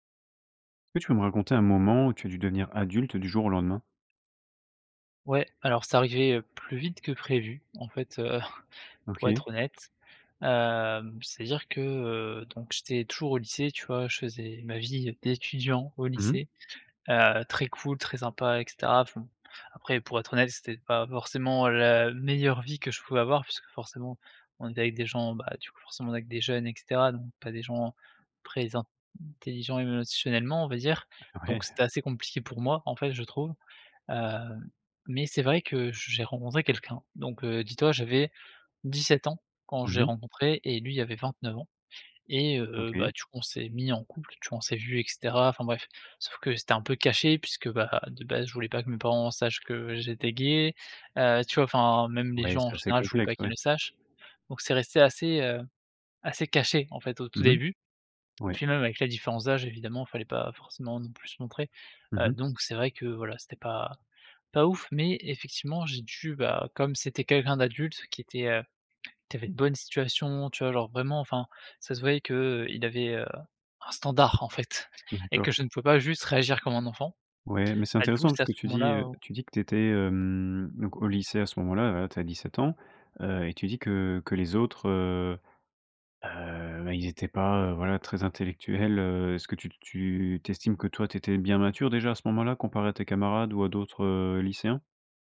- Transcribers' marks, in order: other background noise; chuckle; stressed: "meilleure"; stressed: "caché"; stressed: "standard"; tapping
- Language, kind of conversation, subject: French, podcast, Peux-tu raconter un moment où tu as dû devenir adulte du jour au lendemain ?